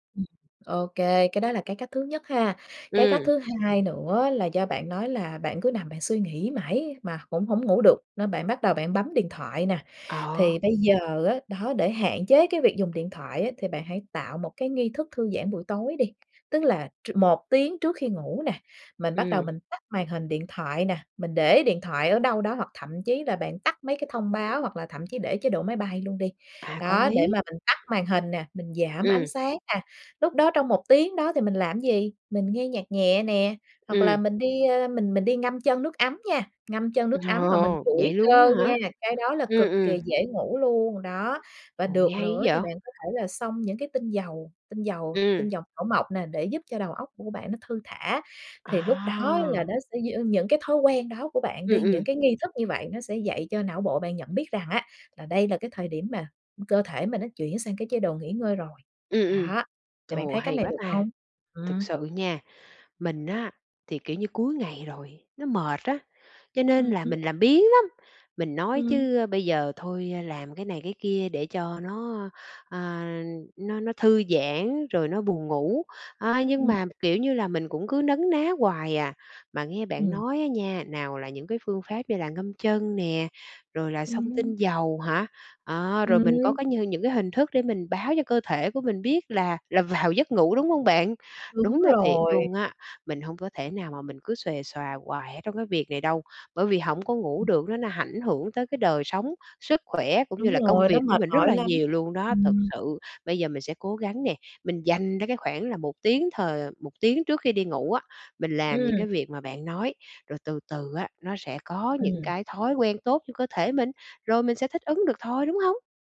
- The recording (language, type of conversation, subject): Vietnamese, advice, Khó ngủ vì suy nghĩ liên tục về tương lai
- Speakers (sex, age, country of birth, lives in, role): female, 35-39, Vietnam, Germany, advisor; female, 40-44, Vietnam, Vietnam, user
- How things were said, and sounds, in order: other background noise; tapping; "ảnh" said as "hảnh"